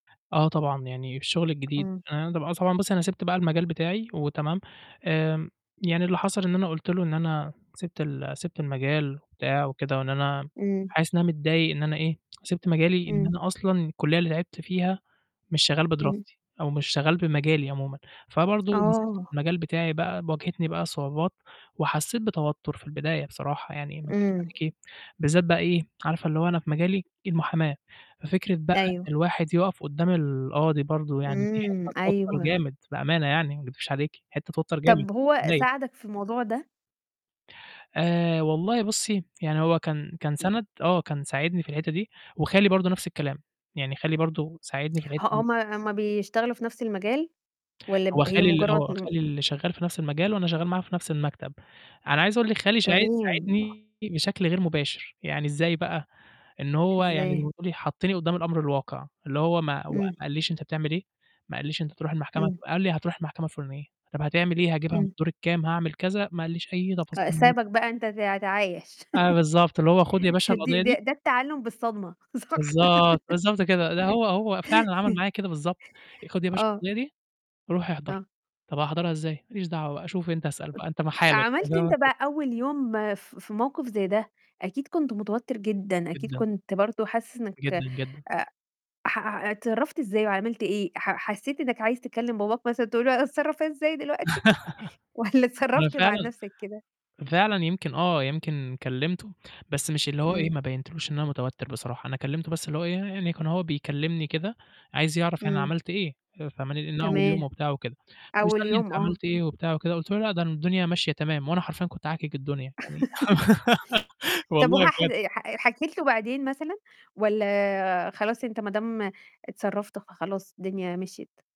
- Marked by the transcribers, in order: tapping; tsk; distorted speech; unintelligible speech; other noise; chuckle; laughing while speaking: "صح. أي"; laugh; chuckle; unintelligible speech; chuckle; laughing while speaking: "والّا"; laugh; other background noise; laugh
- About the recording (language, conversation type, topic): Arabic, podcast, بتلجأ لمين أول ما تتوتر، وليه؟